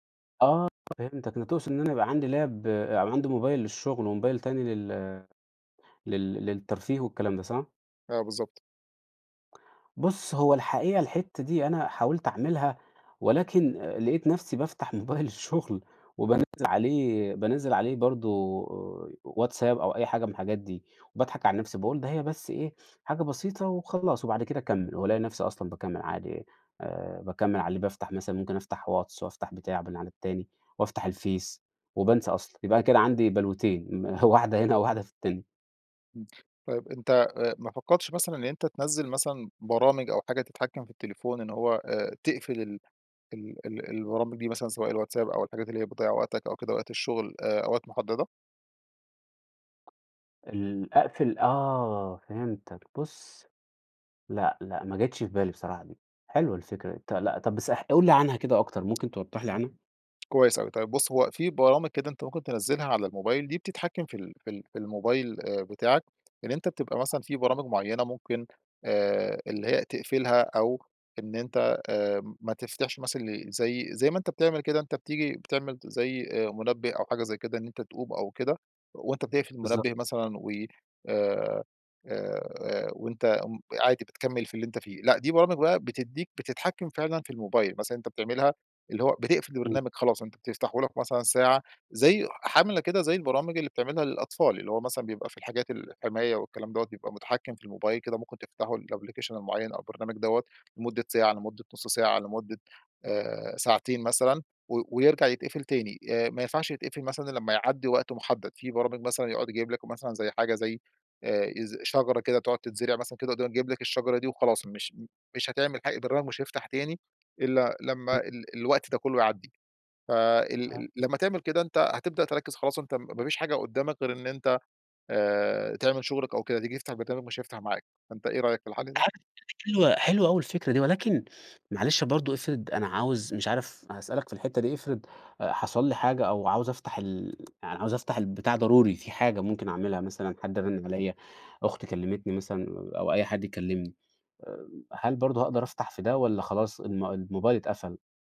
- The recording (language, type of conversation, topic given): Arabic, advice, ازاي أقدر أركز لما إشعارات الموبايل بتشتتني؟
- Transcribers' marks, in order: in English: "لاب"; tapping; in English: "الأبليكيشن"; unintelligible speech; unintelligible speech